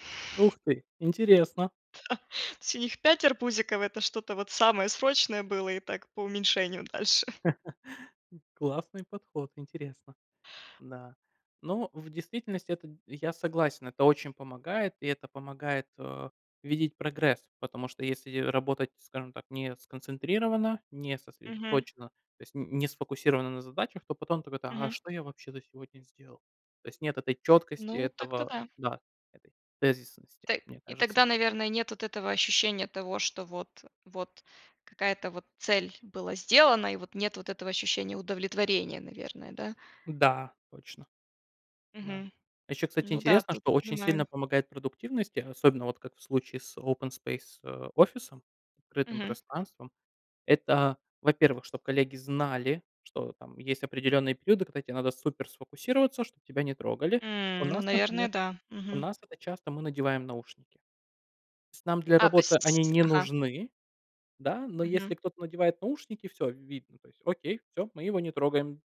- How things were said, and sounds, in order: tapping; laughing while speaking: "Да"; chuckle; in English: "open space"
- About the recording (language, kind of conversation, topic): Russian, unstructured, Какие привычки помогают сделать твой день более продуктивным?